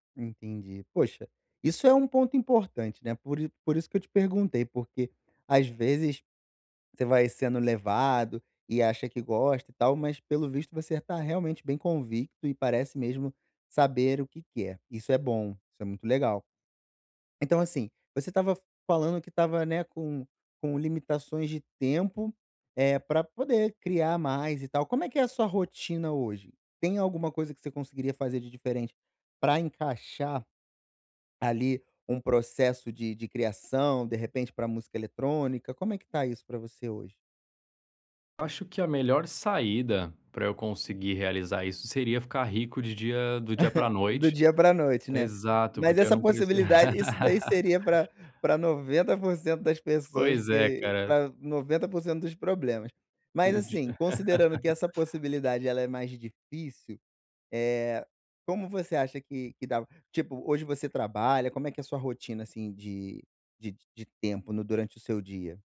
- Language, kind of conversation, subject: Portuguese, advice, Como posso usar limites de tempo para ser mais criativo?
- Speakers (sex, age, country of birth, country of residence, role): male, 30-34, Brazil, Spain, user; male, 35-39, Brazil, Portugal, advisor
- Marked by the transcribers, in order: giggle; laugh; laugh